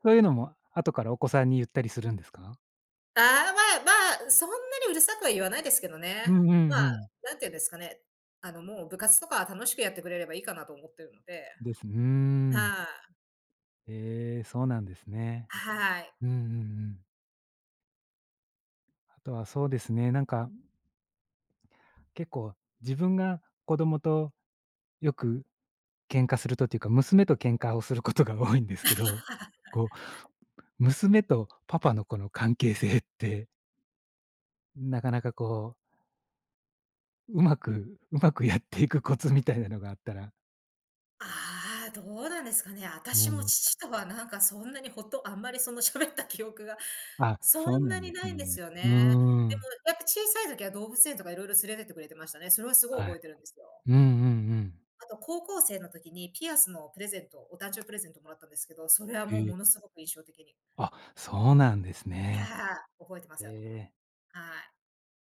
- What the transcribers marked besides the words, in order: chuckle; tapping
- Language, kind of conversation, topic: Japanese, podcast, 親子のコミュニケーションは、どのように育てていくのがよいと思いますか？